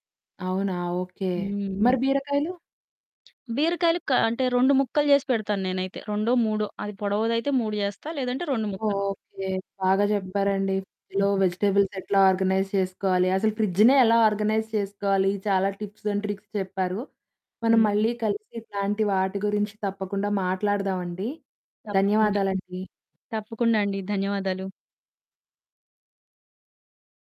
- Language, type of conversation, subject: Telugu, podcast, ఫ్రిడ్జ్‌ను శుభ్రంగా, క్రమబద్ధంగా ఎలా ఉంచుతారు?
- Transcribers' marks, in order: static; other background noise; in English: "వెజిటబుల్స్"; in English: "ఆర్గనైజ్"; in English: "ఆర్గనైజ్"; in English: "టిప్స్ అండ్ ట్రిక్స్"